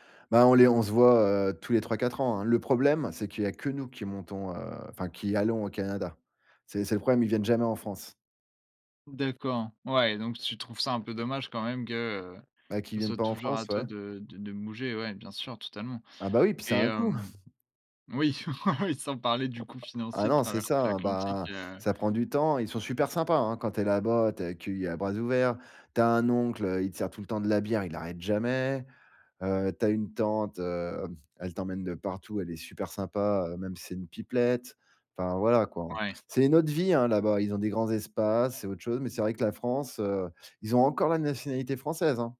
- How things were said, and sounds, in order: chuckle; laughing while speaking: "ah oui"; other noise; tapping; other background noise
- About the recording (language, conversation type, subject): French, podcast, Comment l’immigration a-t-elle marqué ton histoire familiale ?